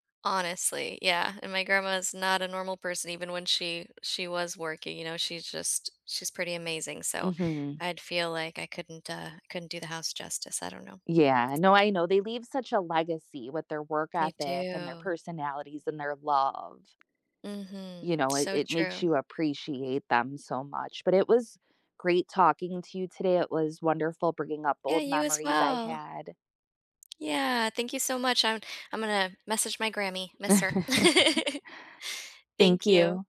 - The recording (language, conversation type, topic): English, unstructured, What is your favorite way to spend time with your family?
- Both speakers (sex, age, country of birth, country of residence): female, 40-44, United States, United States; female, 40-44, United States, United States
- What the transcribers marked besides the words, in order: tapping; laugh; laugh